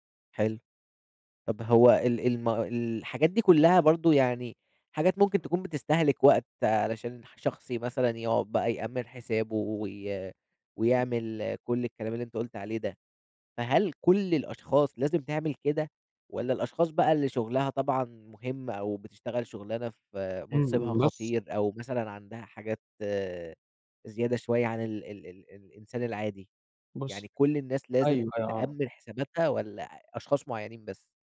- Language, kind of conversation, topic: Arabic, podcast, ازاي بتحافظ على خصوصيتك على الإنترنت من وجهة نظرك؟
- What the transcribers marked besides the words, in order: tapping